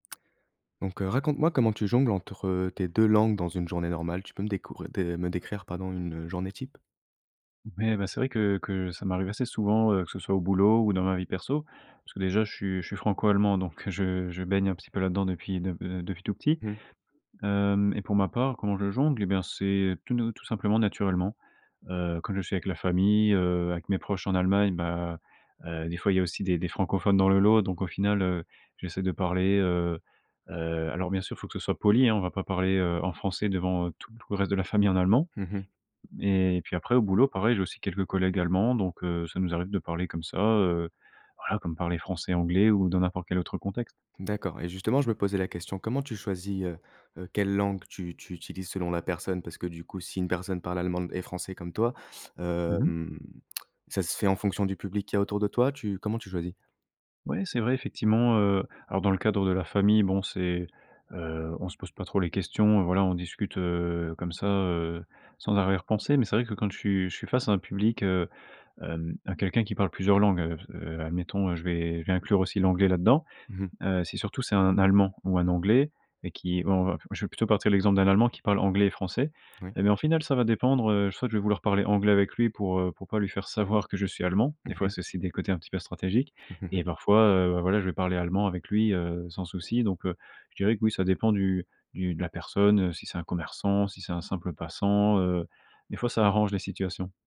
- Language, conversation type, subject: French, podcast, Comment jongles-tu entre deux langues au quotidien ?
- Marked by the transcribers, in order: tapping; chuckle